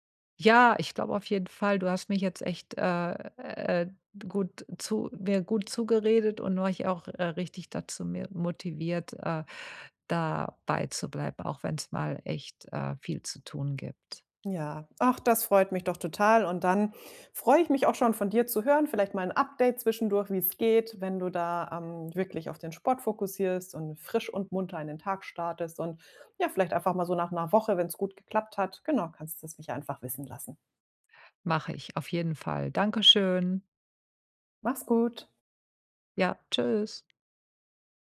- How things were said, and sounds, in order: none
- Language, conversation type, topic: German, advice, Wie finde ich die Motivation, regelmäßig Sport zu treiben?